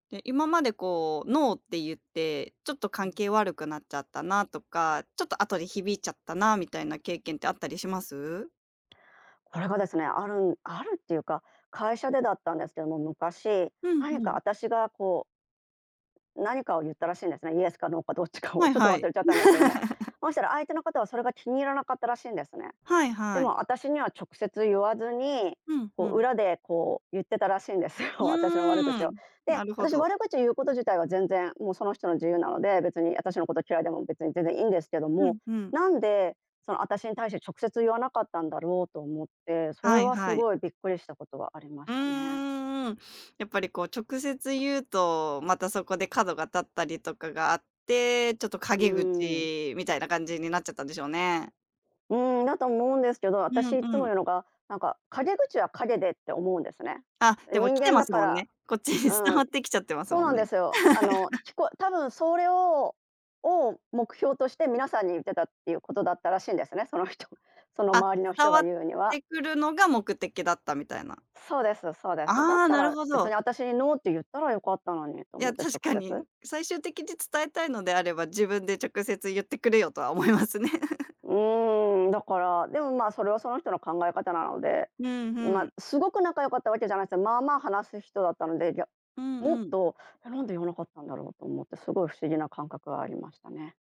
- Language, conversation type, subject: Japanese, podcast, 「ノー」と言うのが苦手なのはなぜだと思いますか？
- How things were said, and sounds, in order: tapping; chuckle; chuckle; laughing while speaking: "思いますね"